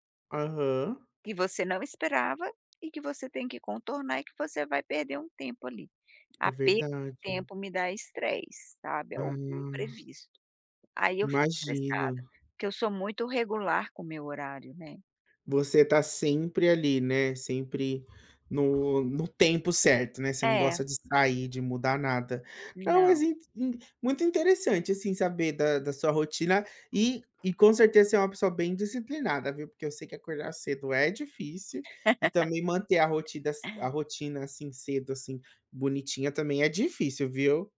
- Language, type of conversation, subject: Portuguese, podcast, Que rotina matinal te ajuda a começar o dia sem estresse?
- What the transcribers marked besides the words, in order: other background noise; tapping; laugh